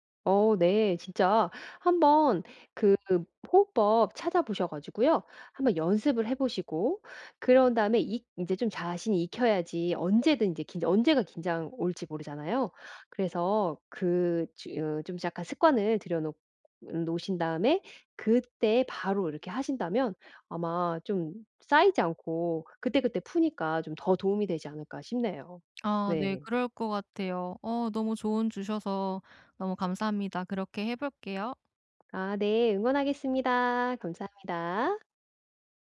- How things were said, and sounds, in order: tapping
- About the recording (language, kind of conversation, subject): Korean, advice, 긴장을 풀고 근육을 이완하는 방법은 무엇인가요?